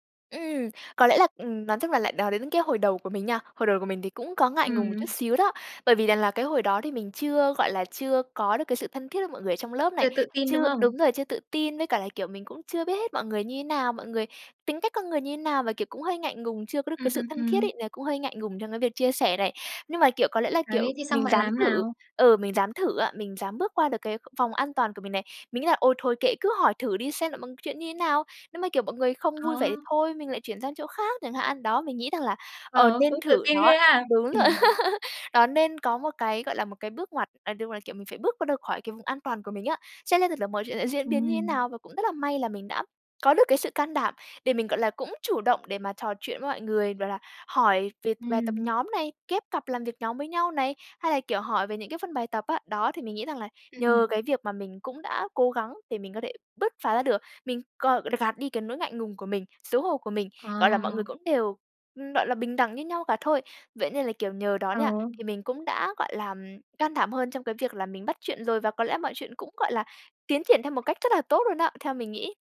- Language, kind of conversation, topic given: Vietnamese, podcast, Bạn có cách nào để bớt ngại hoặc xấu hổ khi phải học lại trước mặt người khác?
- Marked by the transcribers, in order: other background noise; tapping; joyful: "Ờ, cũng tự tin ghê ha!"; laugh